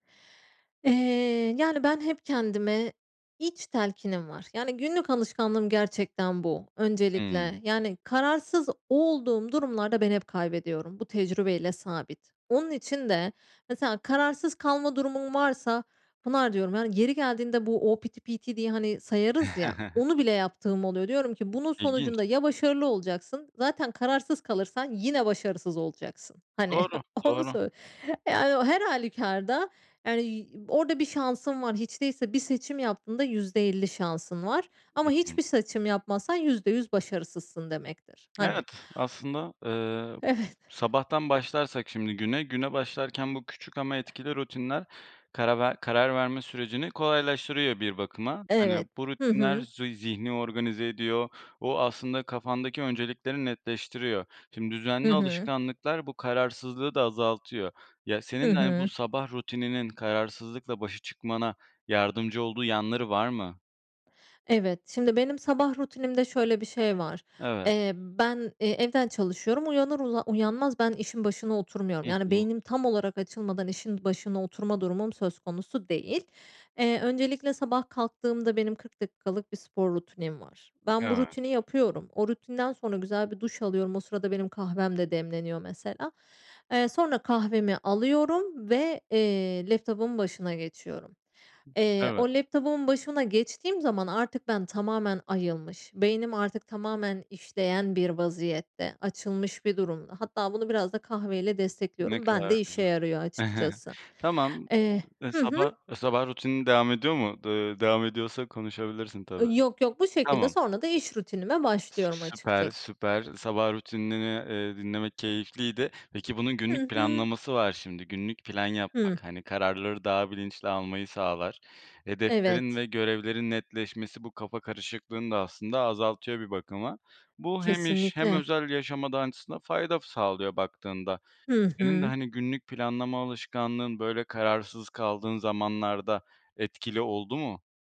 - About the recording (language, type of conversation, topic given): Turkish, podcast, Kararsızlıkla başa çıkmak için günlük bir alışkanlığın var mı?
- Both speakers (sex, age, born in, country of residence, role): female, 35-39, Turkey, Spain, guest; male, 25-29, Turkey, Poland, host
- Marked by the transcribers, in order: chuckle; laughing while speaking: "Hani"; other background noise; tapping; chuckle